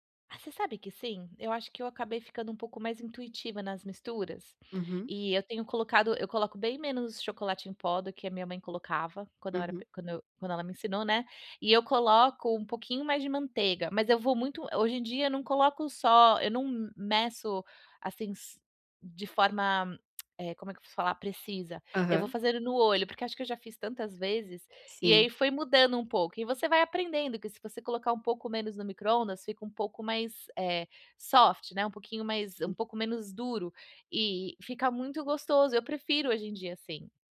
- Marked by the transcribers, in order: tongue click; in English: "soft"
- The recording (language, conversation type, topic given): Portuguese, podcast, Que comida da sua infância diz mais sobre as suas raízes?